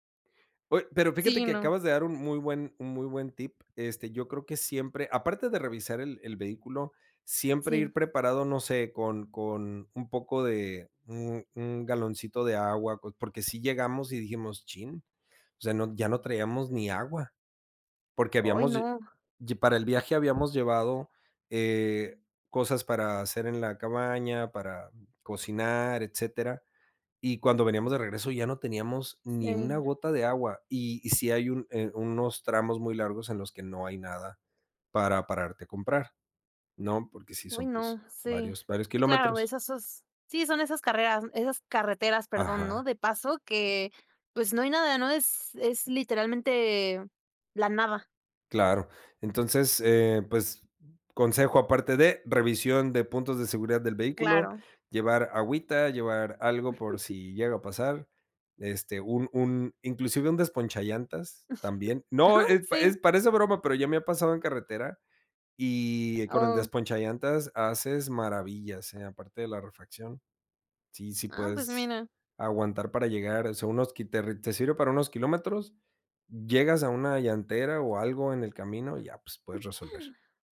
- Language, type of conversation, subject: Spanish, podcast, ¿Recuerdas algún viaje que dio un giro inesperado?
- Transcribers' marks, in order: other background noise; tapping; giggle; chuckle